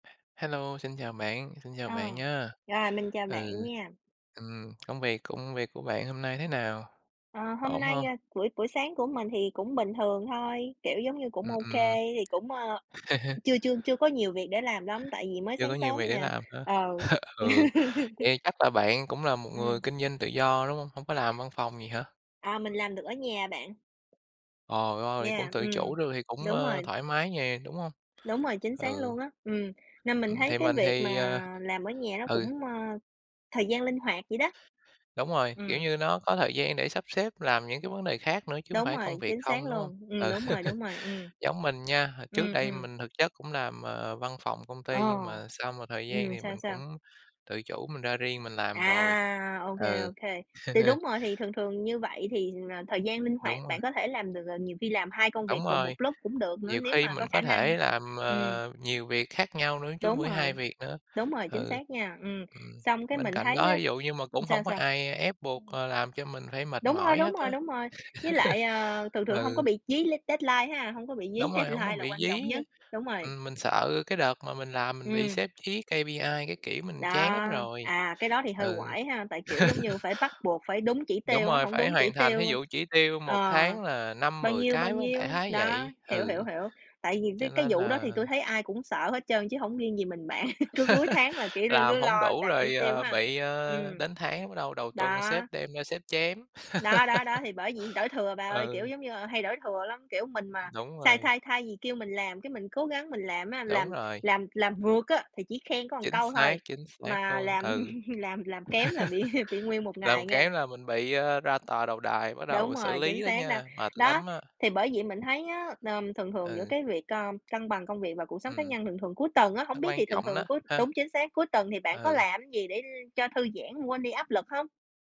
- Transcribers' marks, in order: tapping; chuckle; chuckle; laugh; other background noise; laughing while speaking: "Ừ"; chuckle; chuckle; in English: "deadline"; in English: "deadline"; other noise; in English: "K-P-I"; laugh; laugh; laughing while speaking: "bạn"; laugh; "một" said as "ừn"; chuckle; laughing while speaking: "bị"
- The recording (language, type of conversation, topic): Vietnamese, unstructured, Bạn làm gì để cân bằng giữa công việc và cuộc sống cá nhân?